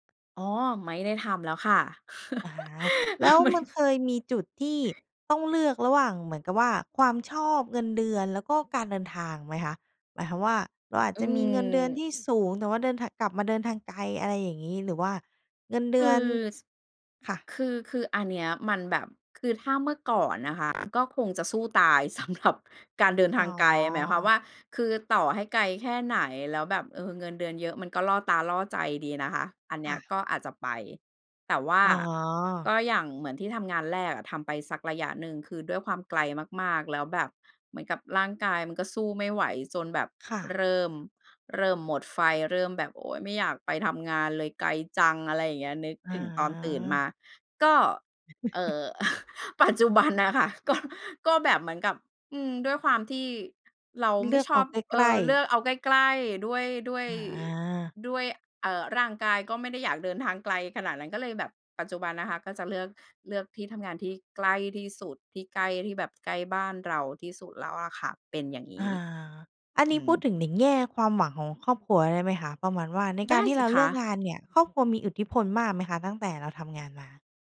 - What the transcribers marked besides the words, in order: tapping; laugh; laughing while speaking: "ไม่"; other background noise; laughing while speaking: "สำหรับ"; chuckle; laughing while speaking: "ปัจจุบันน่ะค่ะ"
- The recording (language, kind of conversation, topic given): Thai, podcast, เราจะหางานที่เหมาะกับตัวเองได้อย่างไร?